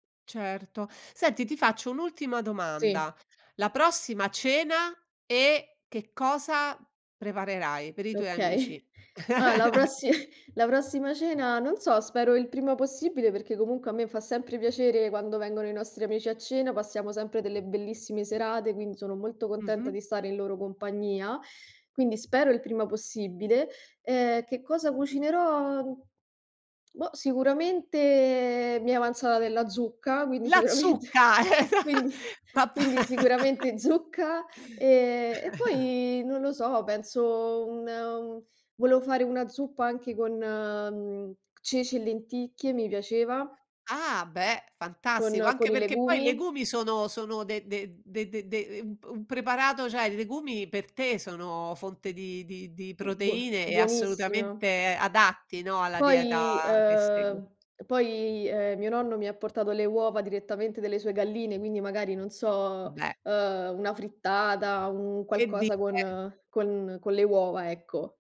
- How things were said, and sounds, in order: laughing while speaking: "Okay"; chuckle; other background noise; joyful: "La zucca!"; laughing while speaking: "esa pa pà"; chuckle; tapping
- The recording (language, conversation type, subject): Italian, podcast, Come decidi il menu per una cena con amici?